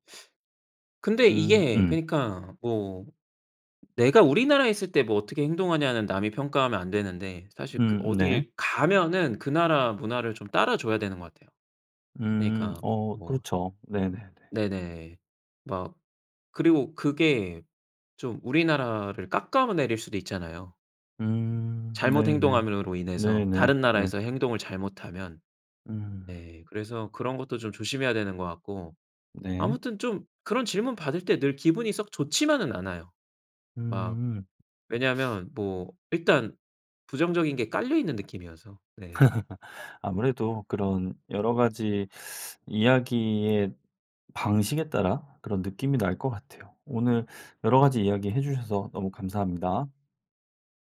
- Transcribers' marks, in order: teeth sucking; other background noise; laugh; teeth sucking
- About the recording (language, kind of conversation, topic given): Korean, podcast, 네 문화에 대해 사람들이 오해하는 점은 무엇인가요?